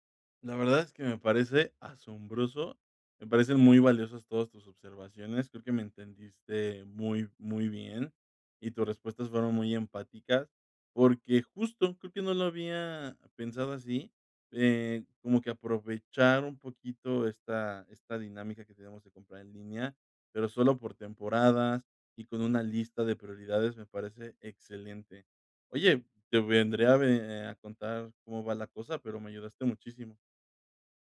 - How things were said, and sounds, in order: none
- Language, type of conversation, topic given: Spanish, advice, ¿Cómo puedo comprar lo que necesito sin salirme de mi presupuesto?